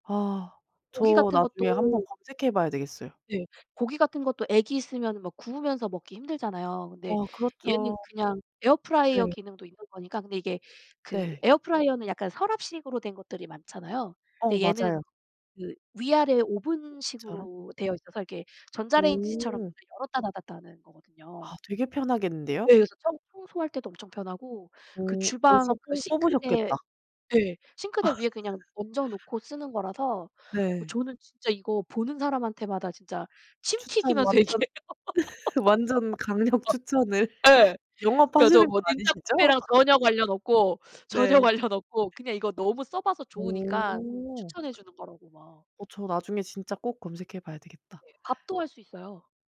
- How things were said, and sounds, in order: other background noise; tapping; laugh; laugh; laughing while speaking: "얘기해요"; laughing while speaking: "강력 추천을"; laugh
- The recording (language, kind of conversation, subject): Korean, unstructured, 요리할 때 가장 자주 사용하는 도구는 무엇인가요?